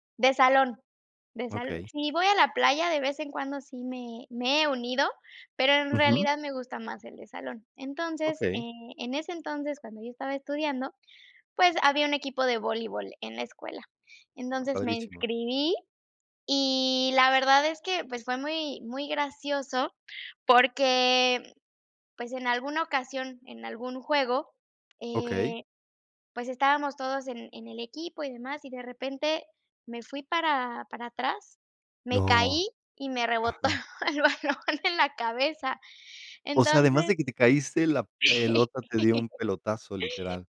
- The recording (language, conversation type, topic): Spanish, unstructured, ¿Puedes contar alguna anécdota graciosa relacionada con el deporte?
- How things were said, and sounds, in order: laughing while speaking: "el balón en la cabeza"; laugh